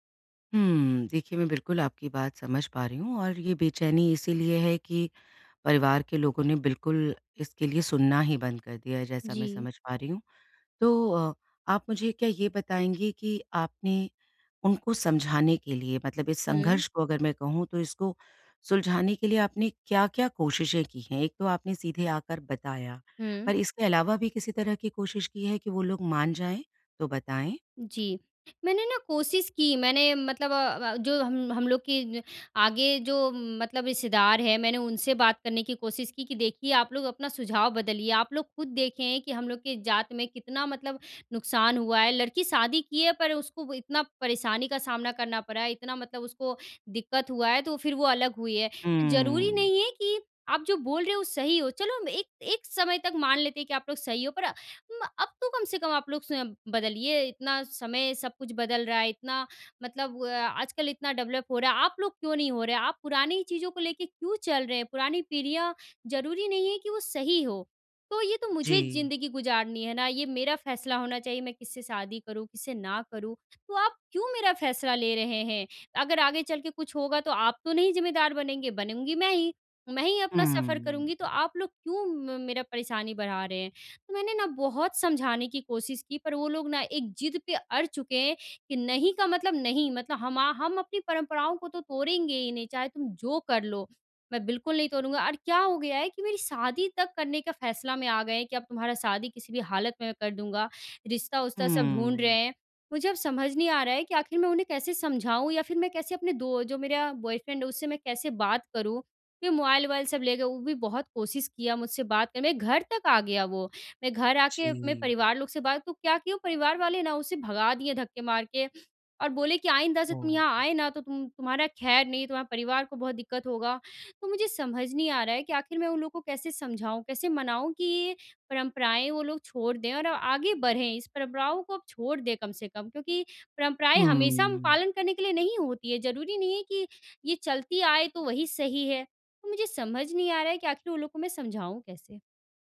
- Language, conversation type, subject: Hindi, advice, पीढ़ियों से चले आ रहे पारिवारिक संघर्ष से कैसे निपटें?
- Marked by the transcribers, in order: in English: "डेवलप"; in English: "सफ़र"; in English: "बॉयफ्रेंड"